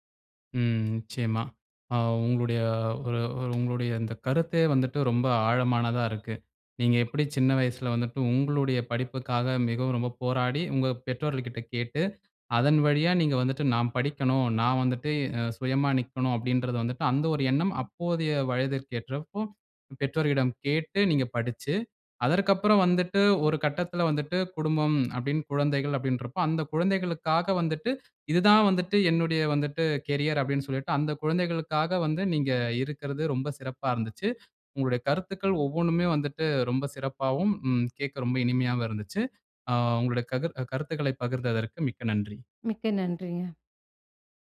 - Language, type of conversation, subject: Tamil, podcast, குடும்பம் உங்கள் தொழில்வாழ்க்கை குறித்து வைத்திருக்கும் எதிர்பார்ப்புகளை நீங்கள் எப்படி சமாளிக்கிறீர்கள்?
- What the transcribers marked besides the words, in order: none